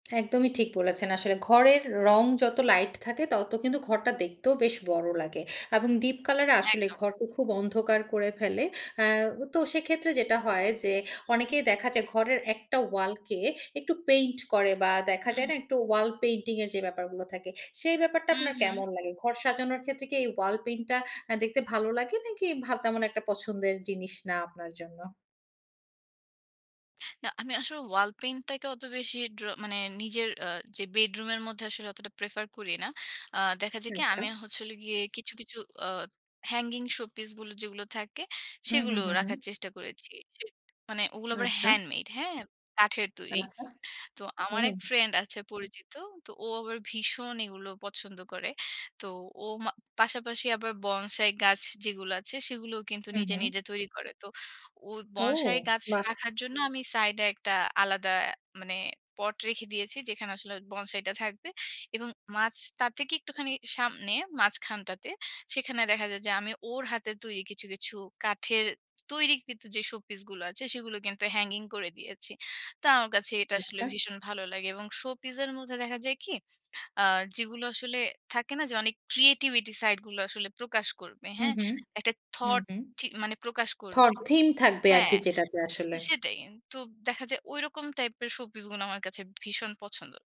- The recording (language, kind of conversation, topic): Bengali, podcast, কম বাজেটে ঘর সাজানোর টিপস বলবেন?
- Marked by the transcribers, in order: in English: "প্রেফার"; lip smack; in English: "ক্রিয়েটিভিটি"